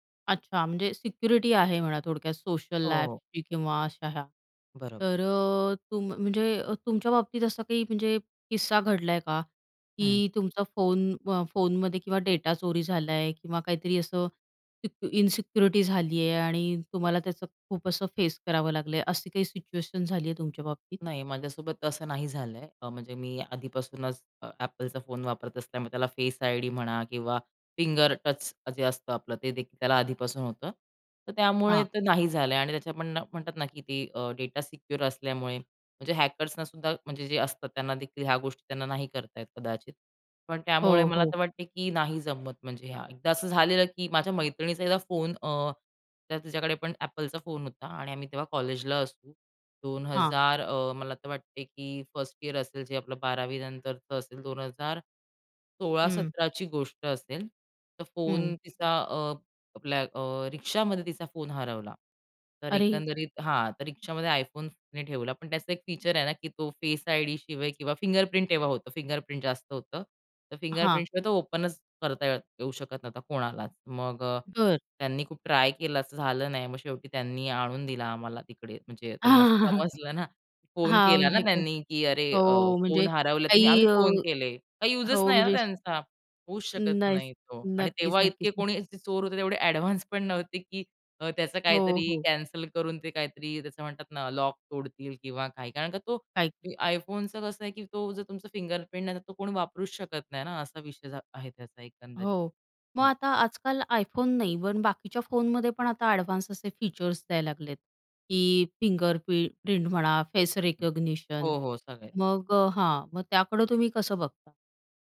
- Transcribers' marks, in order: in English: "सोशल ॲपची"; in English: "इन्सिक्युरिटी"; in English: "फेस आय-डी"; in English: "फिंगर टच"; in English: "डेटा सिक्युअर"; in English: "हॅकर्सनासुद्धा"; in English: "फर्स्ट इयर"; surprised: "अरे!"; in English: "फेस आय-डी"; chuckle; laughing while speaking: "समजलं ना"; laughing while speaking: "ॲडव्हान्स"; in English: "फिंगर प्रि प्रिंट"; other background noise; in English: "फेस रिकॉग्निशन"
- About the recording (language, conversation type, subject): Marathi, podcast, दैनिक कामांसाठी फोनवर कोणते साधन तुम्हाला उपयोगी वाटते?